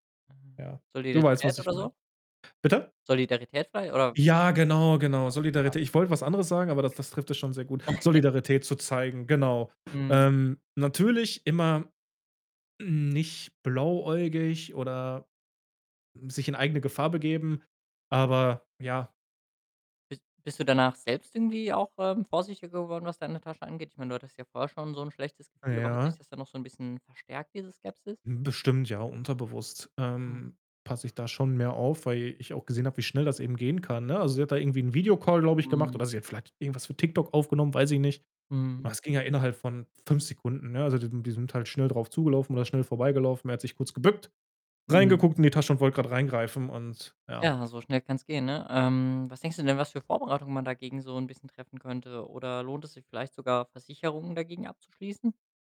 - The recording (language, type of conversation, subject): German, podcast, Wie reagiere ich unterwegs am besten, wenn ich Opfer eines Taschendiebstahls werde?
- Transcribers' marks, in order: distorted speech; other background noise; unintelligible speech; chuckle; stressed: "gebückt"; drawn out: "Ähm"